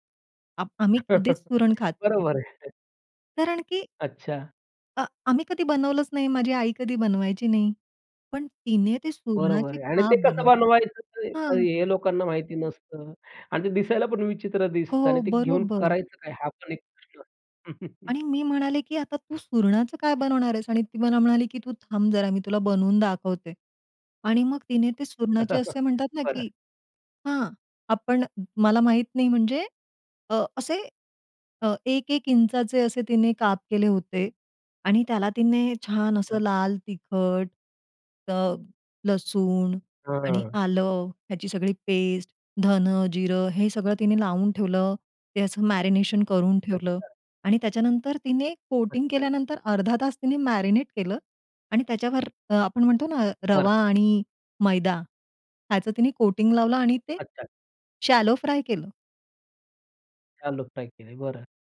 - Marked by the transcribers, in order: chuckle; other background noise; laughing while speaking: "बरोबर आहे"; chuckle; laugh; tapping; in English: "मॅरिनेशन"; in English: "कोटिंग"; in English: "कोटिंग"; in English: "शॅलो फ्राय"
- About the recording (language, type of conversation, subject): Marathi, podcast, शाकाहारी पदार्थांचा स्वाद तुम्ही कसा समृद्ध करता?